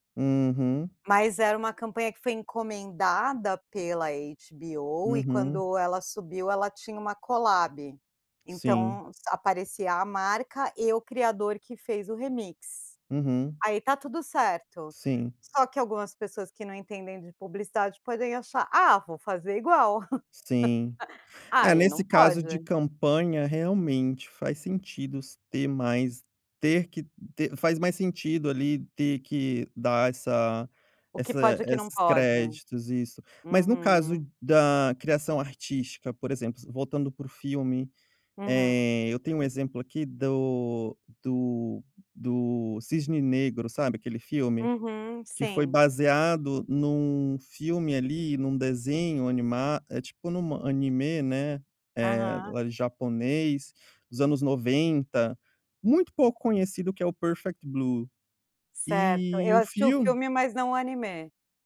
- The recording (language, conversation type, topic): Portuguese, podcast, Como a autenticidade influencia o sucesso de um criador de conteúdo?
- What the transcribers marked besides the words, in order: laugh